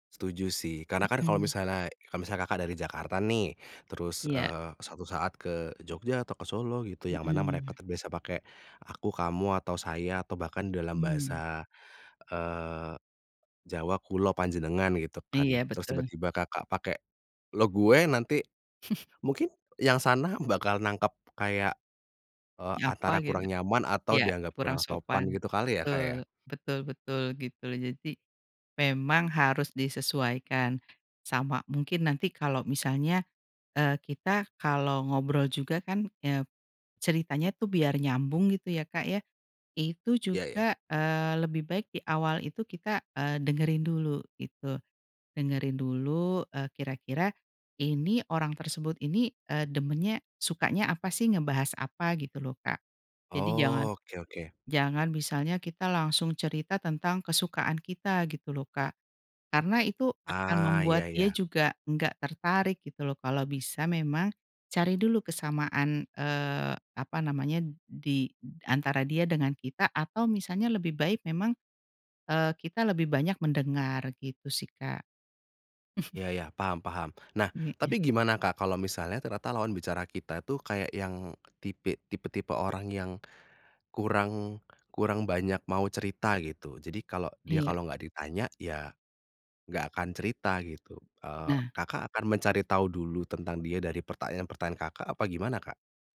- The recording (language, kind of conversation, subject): Indonesian, podcast, Bagaimana kamu menyesuaikan cerita dengan lawan bicara?
- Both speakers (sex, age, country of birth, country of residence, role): female, 45-49, Indonesia, Indonesia, guest; male, 30-34, Indonesia, Indonesia, host
- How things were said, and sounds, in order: chuckle; tapping; chuckle; "Heeh" said as "ieeh"